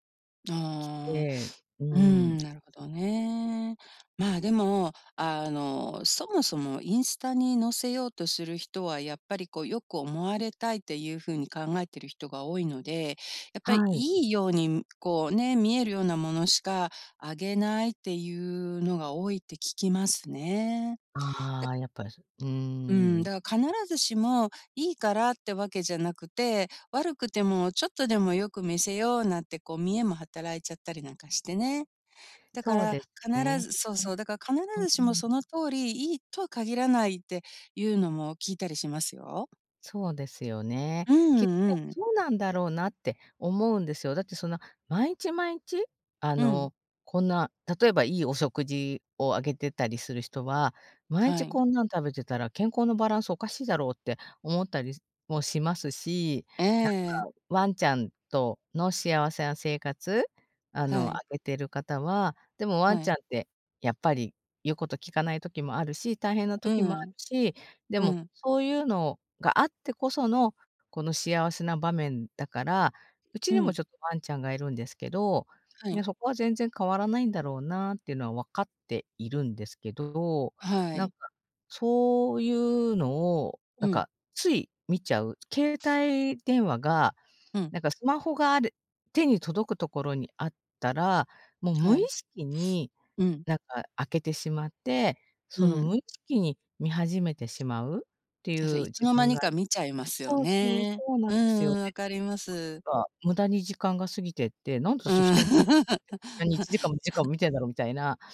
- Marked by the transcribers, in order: other background noise; "毎日- 毎日" said as "まいちまいんち"; "毎日" said as "まいち"; tapping; laugh
- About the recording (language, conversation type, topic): Japanese, advice, 他人と比べるのをやめて視野を広げるには、どうすればよいですか？